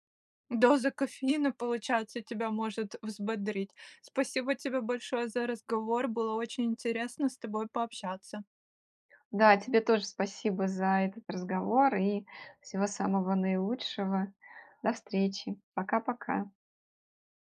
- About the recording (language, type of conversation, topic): Russian, podcast, Как вы начинаете день, чтобы он был продуктивным и здоровым?
- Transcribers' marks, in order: none